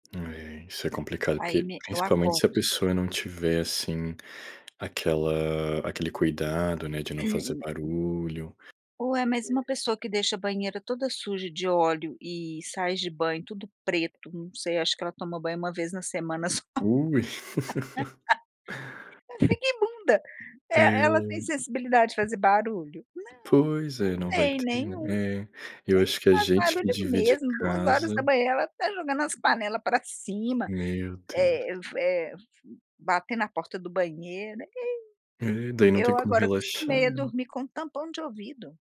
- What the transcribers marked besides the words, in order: tapping; unintelligible speech; other background noise; laugh
- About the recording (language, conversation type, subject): Portuguese, unstructured, Qual é a sua maneira favorita de relaxar após um dia estressante?